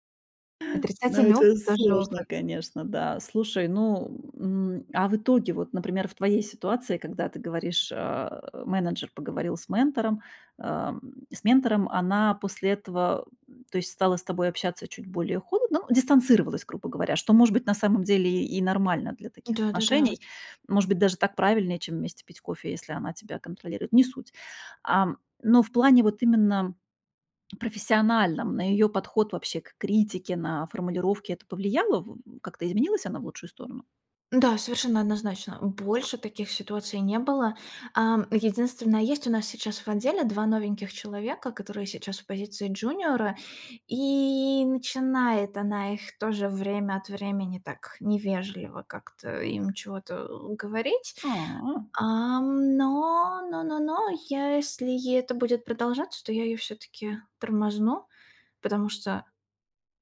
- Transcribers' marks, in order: in English: "джуниора"; "это" said as "ето"
- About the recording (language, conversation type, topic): Russian, advice, Как вы отреагировали, когда ваш наставник резко раскритиковал вашу работу?